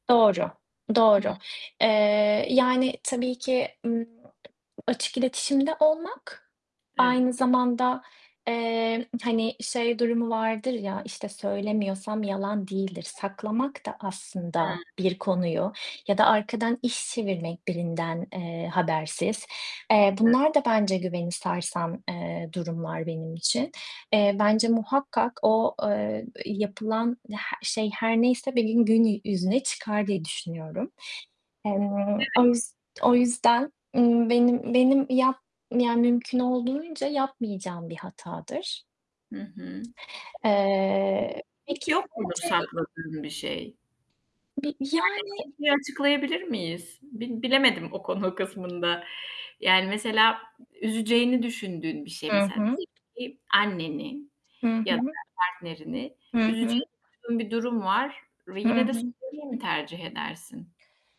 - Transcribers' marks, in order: other background noise; tapping; distorted speech; unintelligible speech; unintelligible speech
- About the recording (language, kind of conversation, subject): Turkish, unstructured, Güven sarsıldığında iletişim nasıl sürdürülebilir?